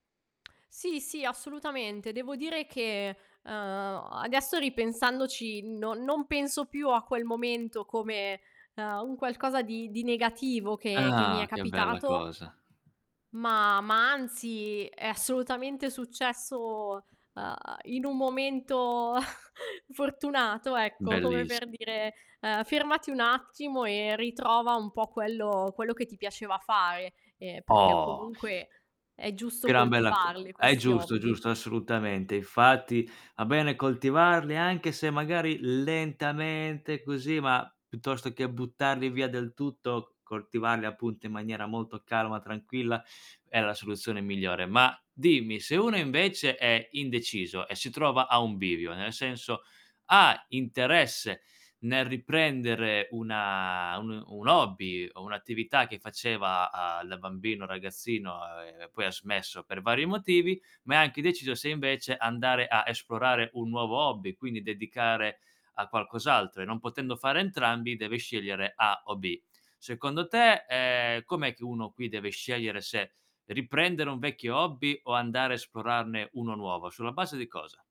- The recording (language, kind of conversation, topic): Italian, podcast, Che consiglio daresti a chi vuole riprendere un vecchio interesse?
- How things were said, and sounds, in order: distorted speech; other background noise; chuckle; drawn out: "una"